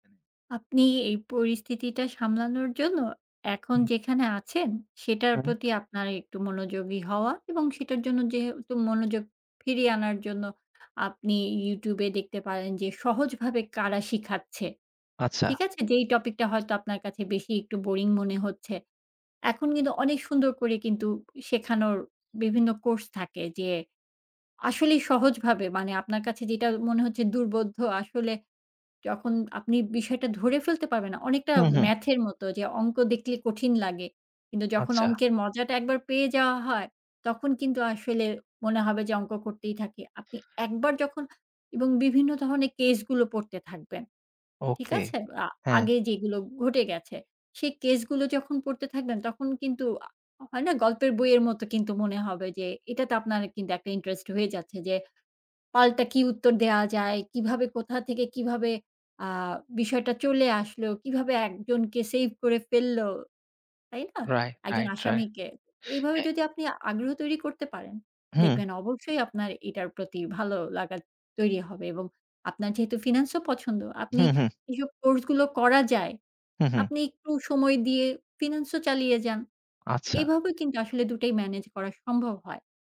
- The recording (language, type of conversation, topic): Bengali, advice, পরিবারের প্রত্যাশা মানিয়ে চলতে গিয়ে কীভাবে আপনার নিজের পরিচয় চাপা পড়েছে?
- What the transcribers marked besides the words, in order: none